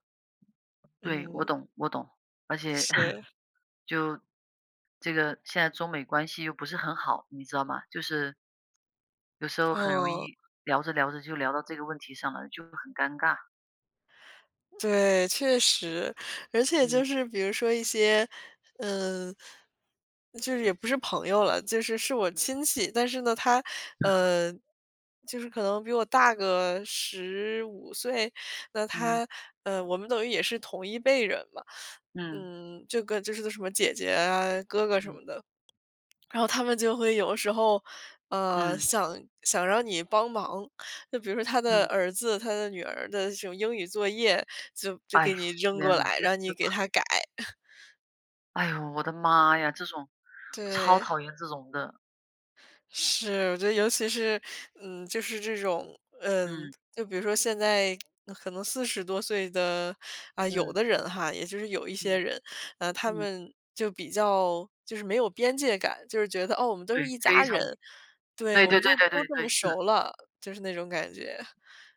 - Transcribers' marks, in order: tapping; chuckle; other background noise; chuckle
- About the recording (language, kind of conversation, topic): Chinese, unstructured, 朋友之间如何保持长久的友谊？